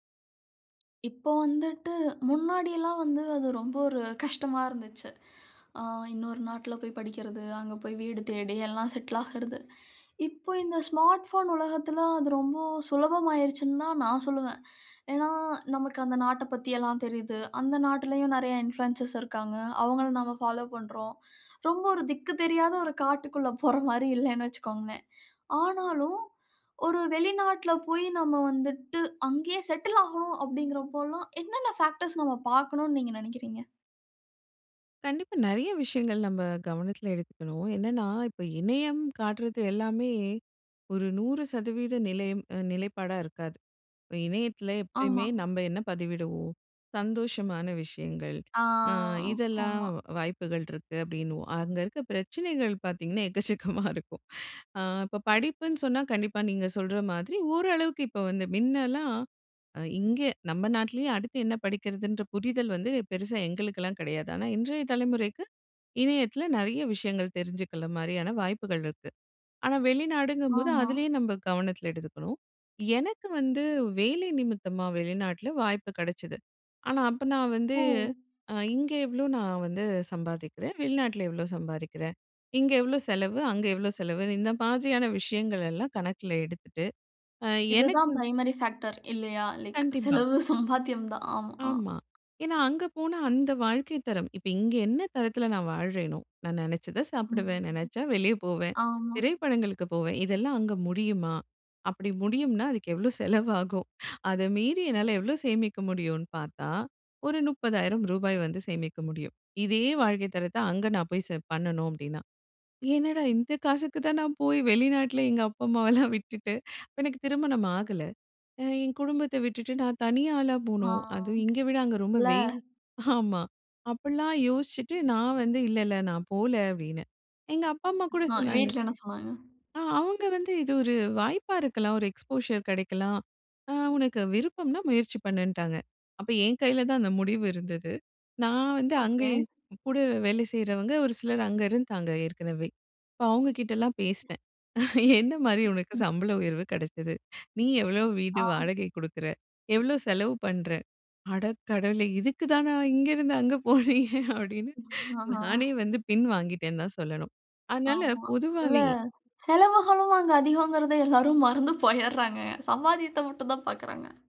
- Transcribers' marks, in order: in English: "ஸ்மார்ட் ஃபோன்"; in English: "இனபுலுயன்சர்ஸ்"; laughing while speaking: "மாரி இல்லைண்ணு வச்சுகோங்களேன்"; in English: "பேக்டர்ஸ்"; drawn out: "ஆ"; laughing while speaking: "எக்கச்சக்கமா இருக்கும்"; "தெரிஞ்சுக்கிற" said as "தெரிஞ்சுக்குல"; in English: "பிரைமரி ஃபாக்டர்"; laughing while speaking: "செலவு சம்பாத்தியம் தான்"; other background noise; laughing while speaking: "அதுக்கு எவ்வளோ செலவாகும்? அத மீறி என்னால எவ்வளோ சேமிக்க முடியும்னு பார்த்தா"; laughing while speaking: "என்னடா இந்த காசுக்கு தான் நான் போய் வெளிநாட்டில எங்க அப்பா, அம்மாவெல்லாம் விட்டுட்டு"; laughing while speaking: "ஆமா"; laughing while speaking: "அ"; in English: "எக்ஸ்போஷர்"; other noise; laughing while speaking: "என்ன மாதிரி உனக்கு சம்பள உயர்வு … அங்க போனீங்க அப்படின்னு"; surprised: "அட கடவுளே"; laughing while speaking: "அ, ஆ"; laughing while speaking: "எல்லாரும் மறந்து போயிறாங்க. சம்பாதியத்த மட்டும் தான் பார்க்கிறாங்க"
- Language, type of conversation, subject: Tamil, podcast, வெளிநாட்டுக்கு குடியேற முடிவு செய்வதற்கு முன் நீங்கள் எத்தனை காரணங்களை கணக்கில் எடுத்துக் கொள்கிறீர்கள்?